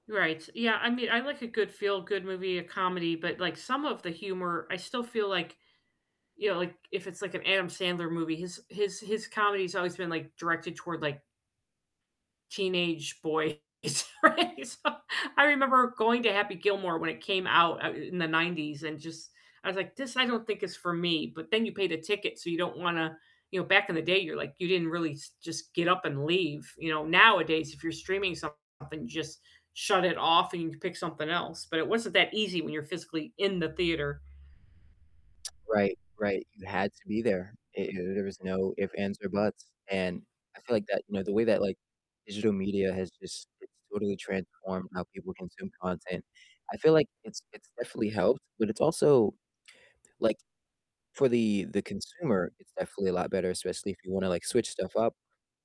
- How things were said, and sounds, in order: static; distorted speech; laughing while speaking: "right? So"; other background noise
- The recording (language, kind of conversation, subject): English, unstructured, What are your weekend viewing rituals, from snacks and setup to who you watch with?